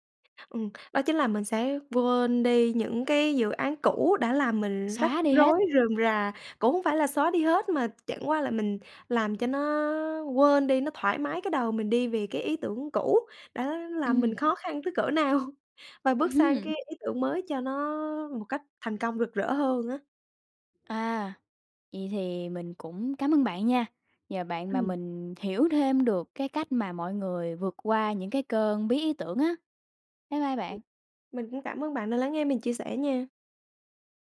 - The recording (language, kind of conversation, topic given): Vietnamese, podcast, Bạn làm thế nào để vượt qua cơn bí ý tưởng?
- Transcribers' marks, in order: tapping; laughing while speaking: "nào"